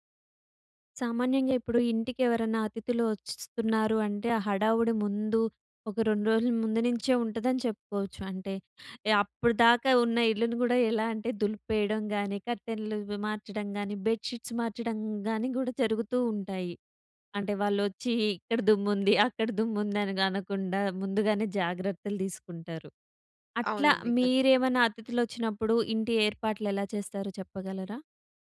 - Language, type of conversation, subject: Telugu, podcast, అతిథులు వచ్చినప్పుడు ఇంటి సన్నాహకాలు ఎలా చేస్తారు?
- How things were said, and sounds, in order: in English: "బెడ్ షీట్స్"; giggle